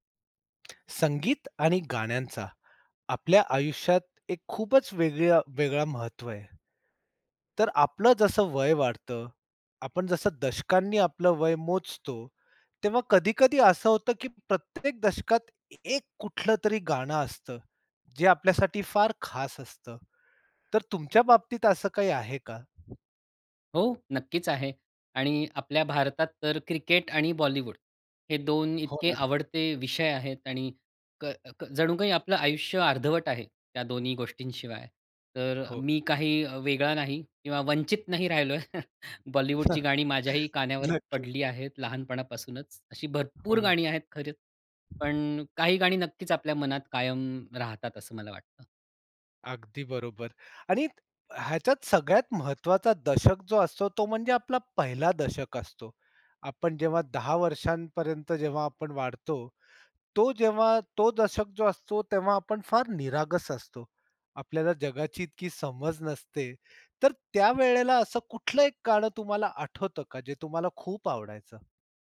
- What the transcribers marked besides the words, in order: tapping; chuckle; laugh
- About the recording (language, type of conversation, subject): Marathi, podcast, तुझ्या आयुष्यातल्या प्रत्येक दशकाचं प्रतिनिधित्व करणारे एक-एक गाणं निवडायचं झालं, तर तू कोणती गाणी निवडशील?